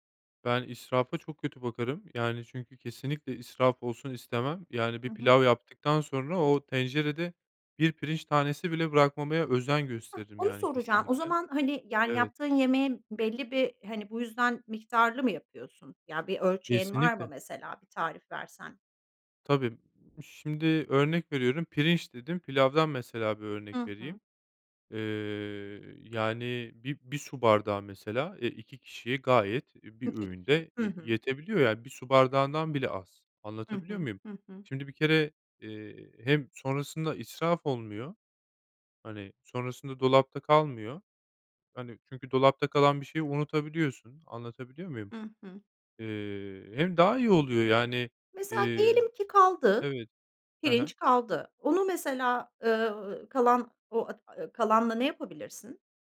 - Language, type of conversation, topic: Turkish, podcast, Uygun bütçeyle lezzetli yemekler nasıl hazırlanır?
- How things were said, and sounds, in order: unintelligible speech